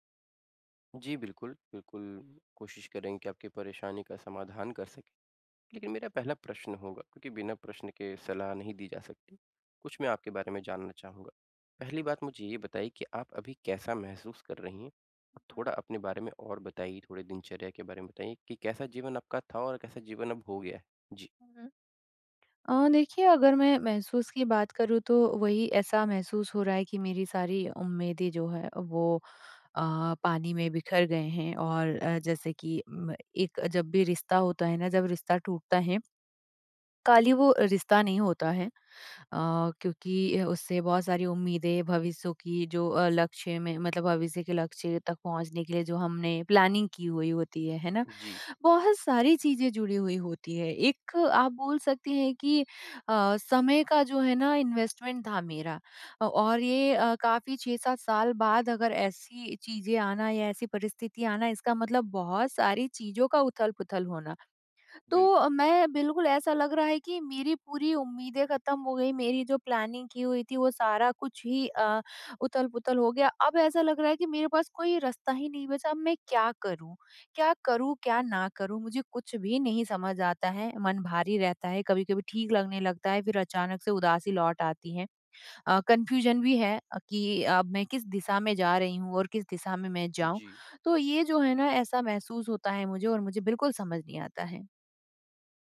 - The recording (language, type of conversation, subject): Hindi, advice, ब्रेकअप के बाद मैं खुद का ख्याल रखकर आगे कैसे बढ़ सकता/सकती हूँ?
- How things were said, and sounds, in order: in English: "प्लानिंग"; in English: "इन्वेस्टमेंट"; tapping; in English: "प्लानिंग"; in English: "कन्फ्यूज़न"